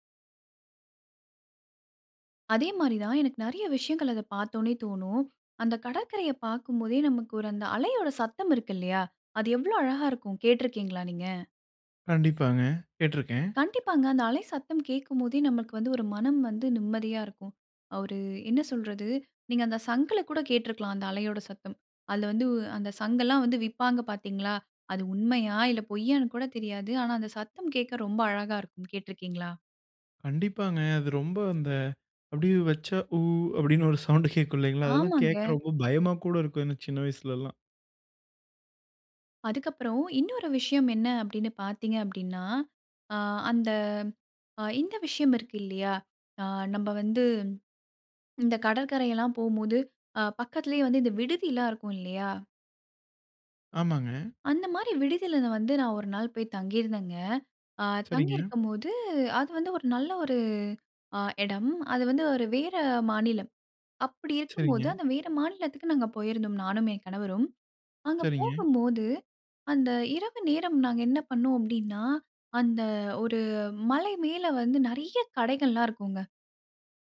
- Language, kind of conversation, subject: Tamil, podcast, உங்களின் கடற்கரை நினைவொன்றை பகிர முடியுமா?
- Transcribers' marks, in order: surprised: "அலையோட சத்தம் இருக்கு இல்லையா? அது எவ்ளோ அழகா இருக்கும் கேட்ருக்கீங்களா நீங்க?"; surprised: "அந்த சத்தம் கேக்க ரொம்ப அழகா இருக்கும் கேட்ருக்கீங்களா?"; laughing while speaking: "சவுண்ட்டு கேக்கும்"; afraid: "ரொம்ப பயமா கூட இருக்கும்"